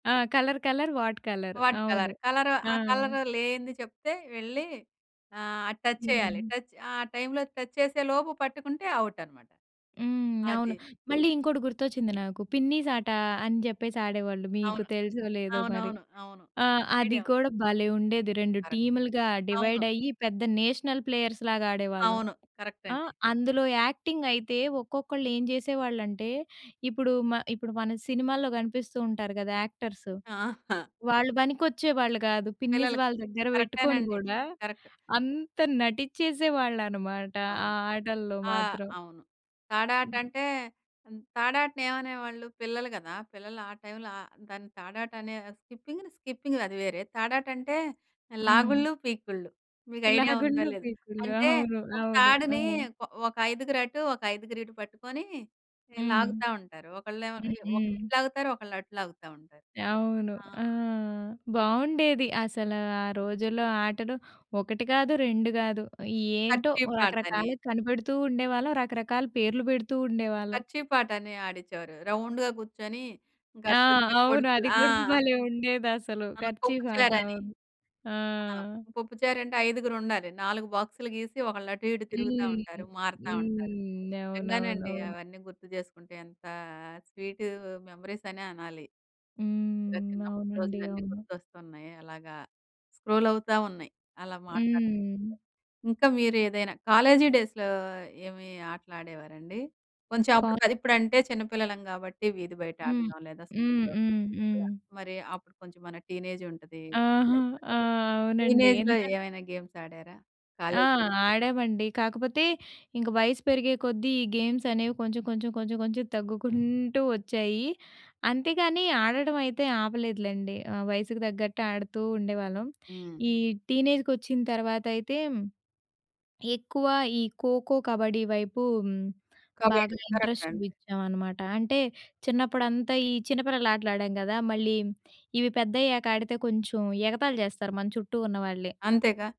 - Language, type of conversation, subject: Telugu, podcast, మీ చిన్నప్పటి బెస్ట్ ఫ్రెండ్‌తో కలిసి ఆడిన ఆటల్లో మీకు ఏవి గుర్తున్నాయి?
- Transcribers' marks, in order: in English: "కలర్, కలర్, వాట్ కలర్"; in English: "వాట్ కలర్"; in English: "టచ్"; in English: "టచ్"; in English: "టైమ్‌లో టచ్"; in English: "కరెక్ట్"; in English: "డివైడ్"; in English: "నేషనల్ ప్లేయర్స్"; in English: "కరెక్ట్"; other background noise; in English: "యాక్టింగ్"; in English: "యాక్టర్స్"; in English: "కరెక్ట్"; in English: "టైమ్‌లో"; in English: "స్కిపింగ్‌ని, స్కిపింగ్"; in English: "కర్చీఫ్"; in English: "కర్చీఫ్"; in English: "రౌండ్‌గా"; in English: "కెర్చీఫ్"; in English: "మెమోరీస్"; in English: "స్క్రోల్"; in English: "డేస్‌లో"; unintelligible speech; in English: "టీనేజ్‌లో"; in English: "గేమ్స్"; in English: "గేమ్స్"; in English: "ఇంట్రెస్ట్"; in English: "కరెక్ట్"